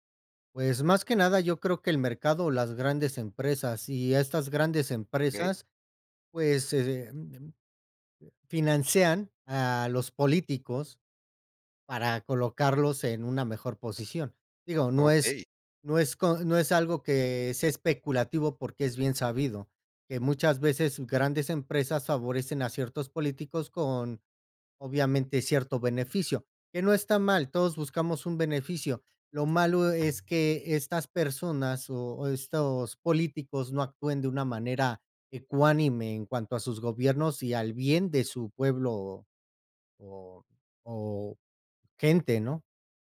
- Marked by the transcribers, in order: "financian" said as "financean"; other background noise
- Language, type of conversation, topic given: Spanish, podcast, ¿Qué opinas sobre el problema de los plásticos en la naturaleza?